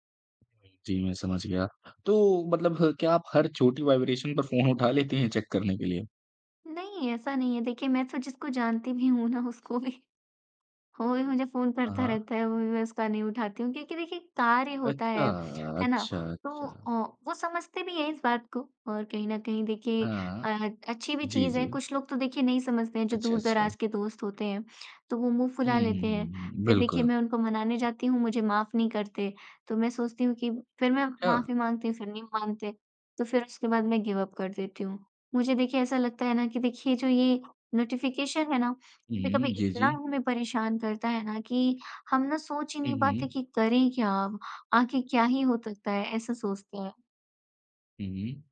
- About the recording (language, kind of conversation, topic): Hindi, podcast, बार-बार आने वाले नोटिफ़िकेशन आप पर कैसे असर डालते हैं?
- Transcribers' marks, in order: in English: "वाइब्रेशन"; in English: "चेक"; laughing while speaking: "उसको भी"; in English: "गिव अप"; in English: "नोटिफिकेशन"